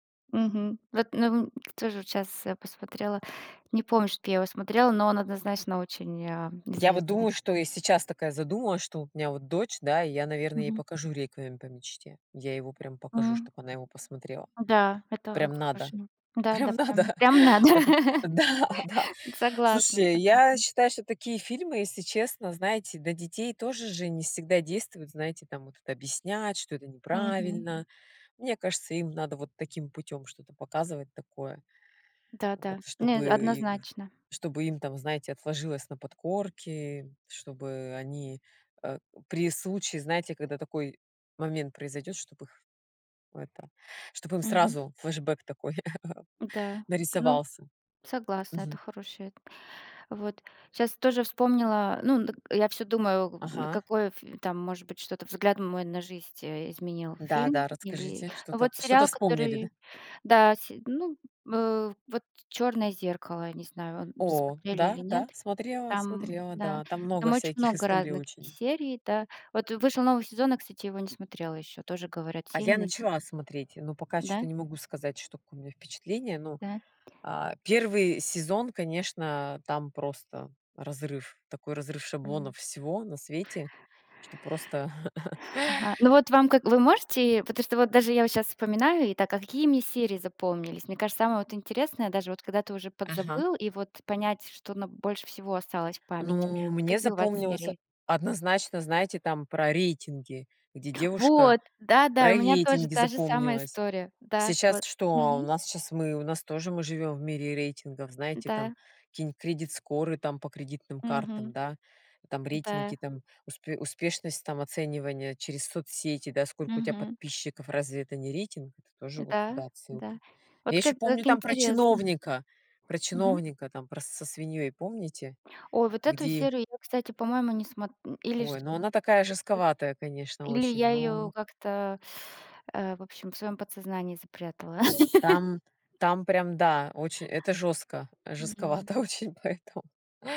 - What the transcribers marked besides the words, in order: other noise; tapping; laughing while speaking: "прям надо"; laugh; laughing while speaking: "прям надо"; chuckle; "жизнь" said as "жизть"; chuckle; in English: "кредит скоры"; unintelligible speech; laugh; laughing while speaking: "жестковато очень"
- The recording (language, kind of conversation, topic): Russian, unstructured, Почему фильмы иногда вызывают сильные эмоции?